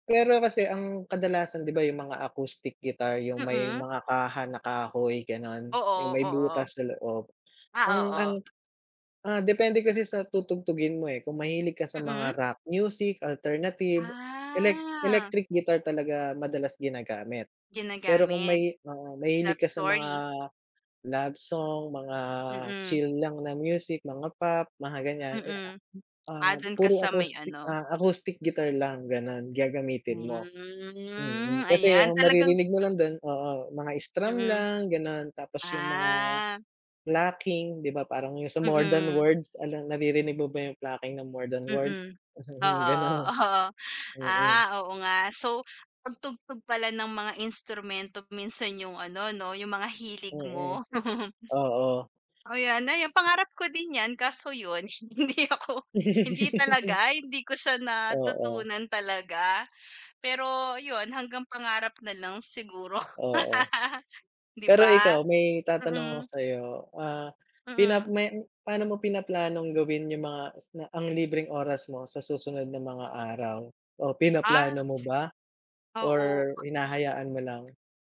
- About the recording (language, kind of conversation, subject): Filipino, unstructured, Ano ang hilig mong gawin kapag may libreng oras ka?
- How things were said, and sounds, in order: other noise; drawn out: "Ah"; drawn out: "Ah"; laughing while speaking: "Ganun"; chuckle; laughing while speaking: "hindi ako"; laugh; chuckle